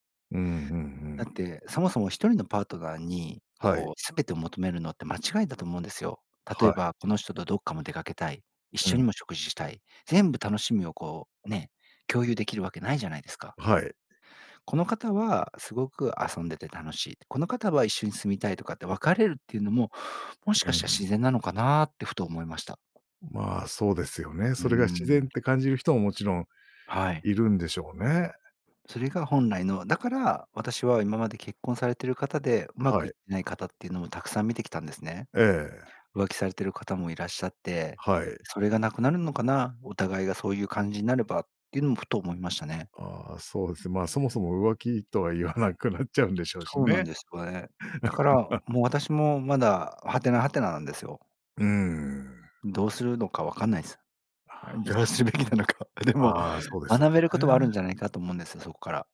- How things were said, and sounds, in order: laughing while speaking: "言わなくなっちゃうんでしょうしね"; laugh; laughing while speaking: "どうするべきなのか"
- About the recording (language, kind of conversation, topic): Japanese, podcast, 新しい考えに心を開くためのコツは何ですか？